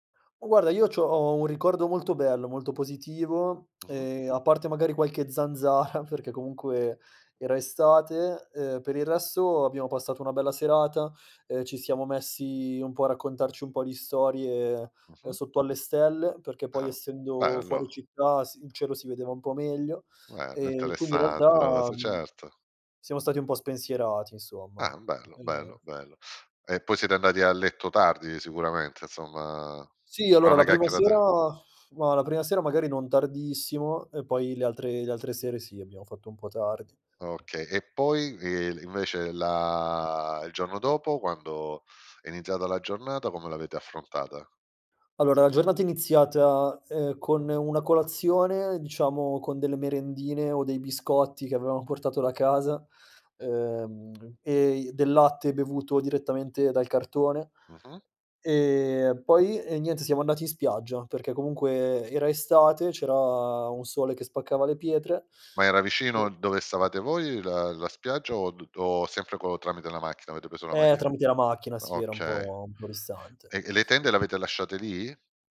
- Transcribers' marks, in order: tongue click; laughing while speaking: "zanzara"; tapping; blowing; other background noise; unintelligible speech
- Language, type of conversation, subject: Italian, podcast, Qual è un'avventura improvvisata che ricordi ancora?